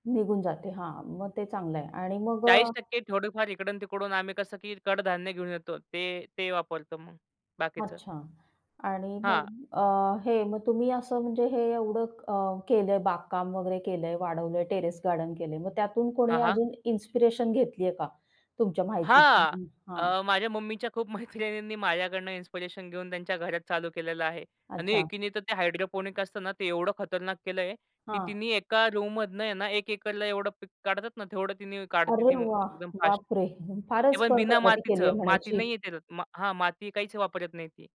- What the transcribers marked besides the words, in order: laughing while speaking: "खूप मैत्रिणींनी"; in English: "हायड्रोपोनिक"; in English: "रूममधनं"
- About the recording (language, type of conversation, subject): Marathi, podcast, छोट्या जागेत भाजीबाग कशी उभाराल?